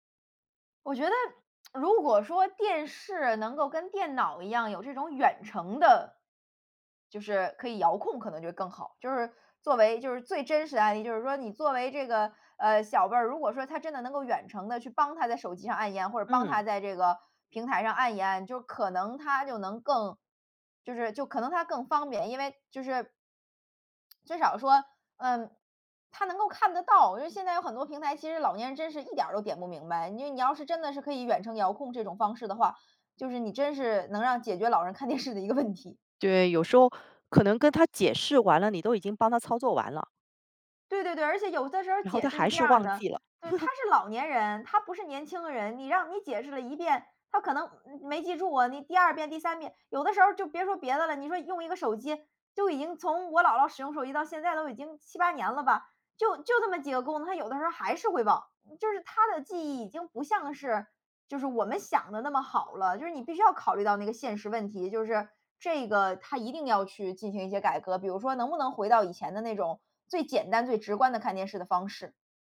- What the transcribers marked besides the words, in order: lip smack; other background noise; lip smack; laughing while speaking: "看电视的一个问题"; scoff
- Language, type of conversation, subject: Chinese, podcast, 播放平台的兴起改变了我们的收视习惯吗？